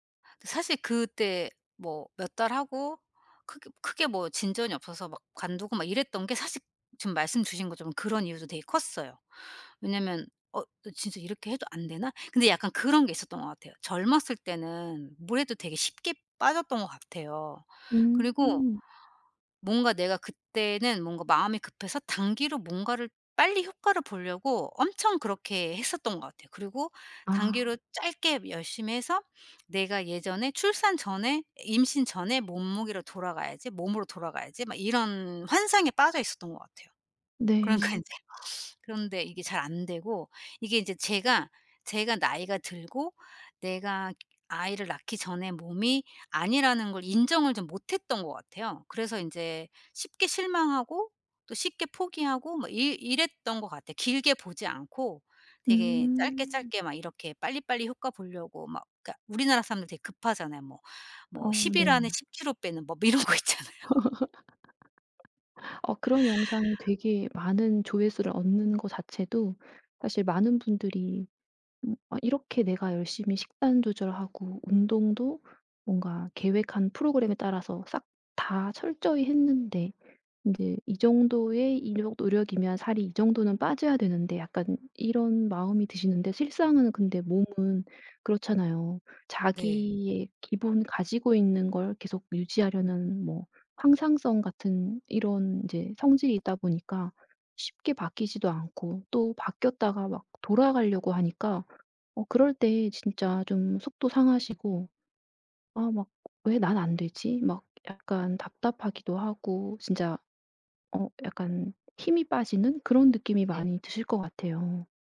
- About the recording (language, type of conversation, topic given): Korean, advice, 운동 성과 정체기를 어떻게 극복할 수 있을까요?
- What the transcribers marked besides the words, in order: other background noise; laughing while speaking: "그러니까 인제"; sniff; fan; laughing while speaking: "이런 거 있잖아요"; laugh; tapping